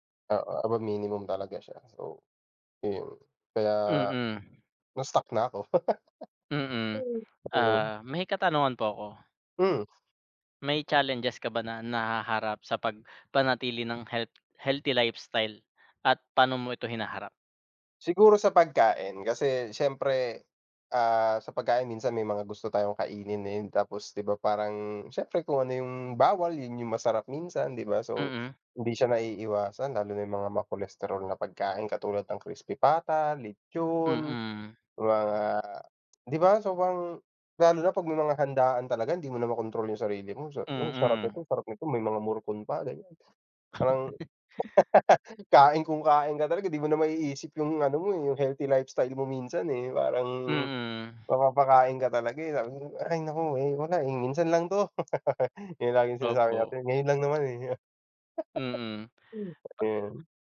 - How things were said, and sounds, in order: chuckle; tapping; other background noise; chuckle; laugh; laugh; chuckle
- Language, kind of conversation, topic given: Filipino, unstructured, Paano mo pinoprotektahan ang iyong katawan laban sa sakit araw-araw?